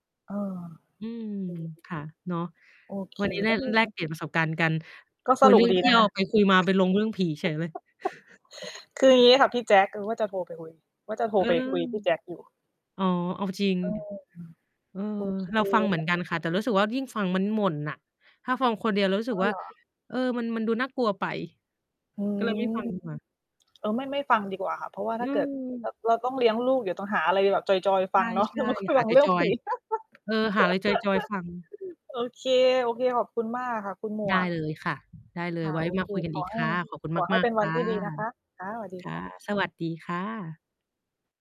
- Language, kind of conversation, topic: Thai, unstructured, สถานที่ท่องเที่ยวแห่งไหนที่ทำให้คุณรู้สึกตื่นเต้นที่สุด?
- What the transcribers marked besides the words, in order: static; distorted speech; tapping; other background noise; chuckle; chuckle; laughing while speaking: "อย่ามาฟังเรื่องผี"; laugh